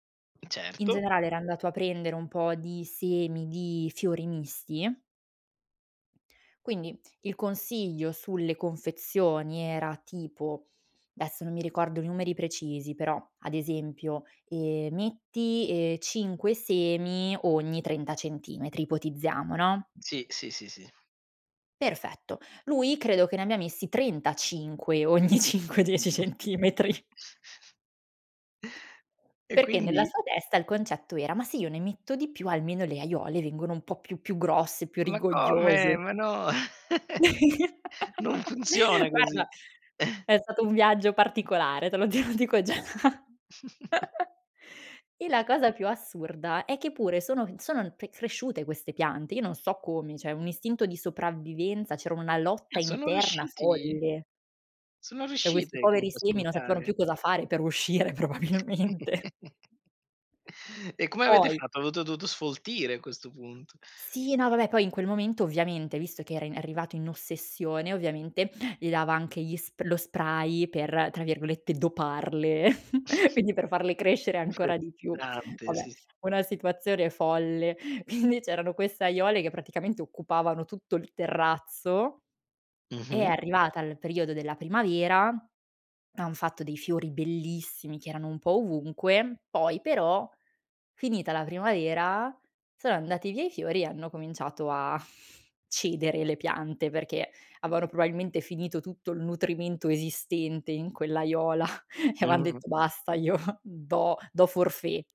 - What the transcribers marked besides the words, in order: other background noise; "adesso" said as "desso"; "abbia" said as "ammia"; laughing while speaking: "ogni cinque dieci centimetri!"; tapping; chuckle; "aiuole" said as "aiole"; laughing while speaking: "Ma come? Ma no!"; chuckle; chuckle; laughing while speaking: "di dico già!"; chuckle; "Cioè" said as "ceh"; "Cioè" said as "ceh"; "riuscite" said as "ruscite"; laughing while speaking: "uscire probabilmente!"; giggle; "Avete" said as "Avoto"; "dovuto" said as "douto"; snort; chuckle; laughing while speaking: "Quindi"; "queste" said as "quesse"; "aiuole" said as "aiole"; snort; "avevano" said as "aveano"; "aiuola" said as "aiola"; chuckle; "avevano" said as "avean"; other noise; laughing while speaking: "io"; in French: "forfait!"
- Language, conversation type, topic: Italian, podcast, Hai esperienza di giardinaggio urbano o di cura delle piante sul balcone?